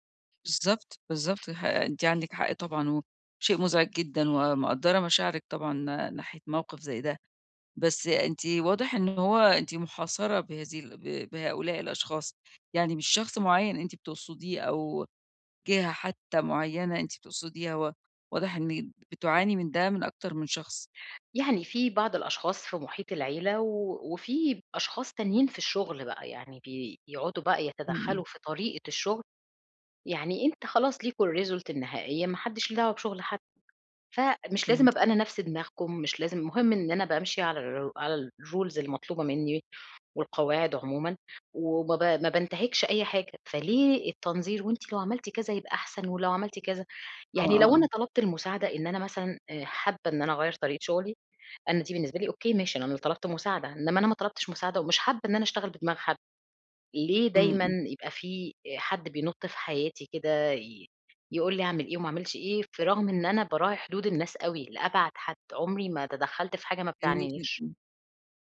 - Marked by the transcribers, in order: other background noise; in English: "الresult"; tapping; in English: "الrules"
- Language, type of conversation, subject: Arabic, advice, إزاي أحط حدود بذوق لما حد يديني نصايح من غير ما أطلب؟